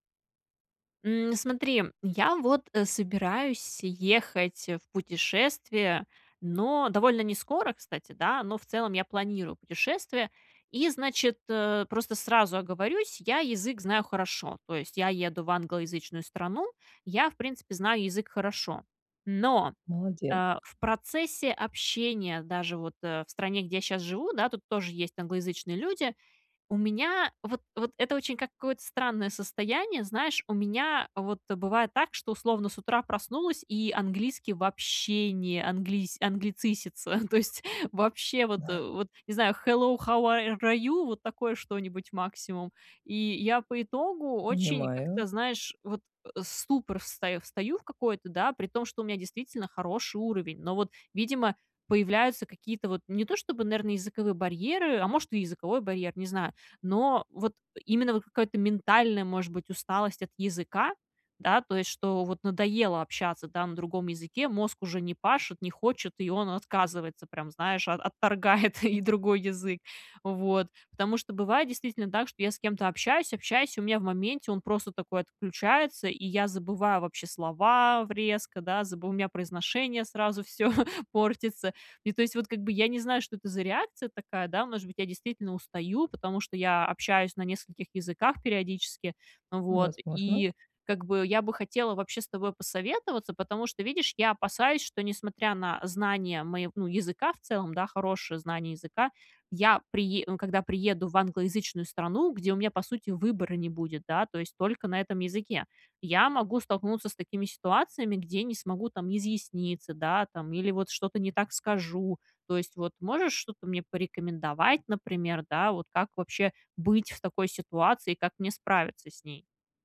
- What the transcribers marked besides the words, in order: tapping; chuckle; in English: "Hello, how ar are you? -"; "наверное" said as "наэрно"; chuckle; chuckle
- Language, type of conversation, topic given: Russian, advice, Как справиться с языковым барьером во время поездок и общения?